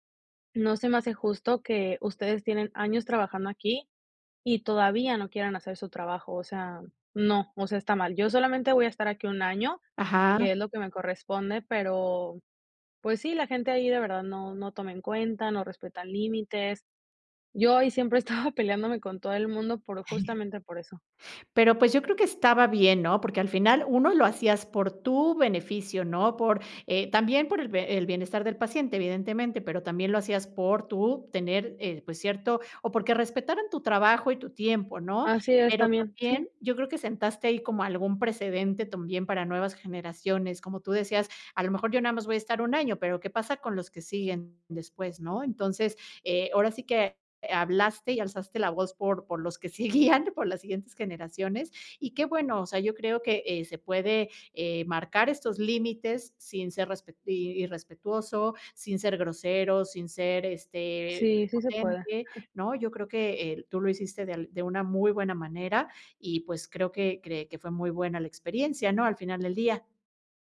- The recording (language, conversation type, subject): Spanish, podcast, ¿Cómo reaccionas cuando alguien cruza tus límites?
- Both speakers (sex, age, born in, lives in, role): female, 30-34, Mexico, United States, guest; female, 45-49, Mexico, Mexico, host
- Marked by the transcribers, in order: laughing while speaking: "estaba"; chuckle; laughing while speaking: "seguían"; chuckle; other background noise